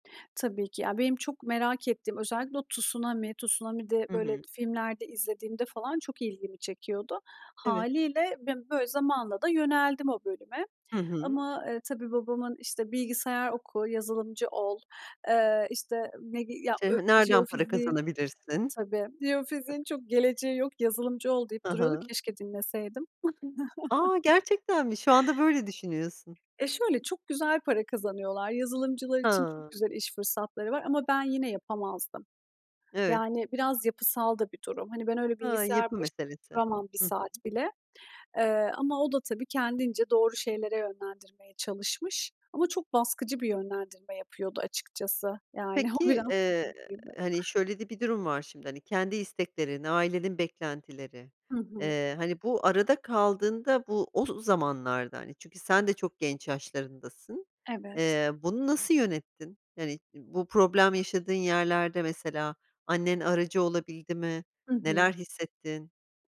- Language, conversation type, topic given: Turkish, podcast, Ailenin kariyer seçimine müdahalesi
- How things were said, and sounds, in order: other background noise; chuckle; tapping; laughing while speaking: "o biraz"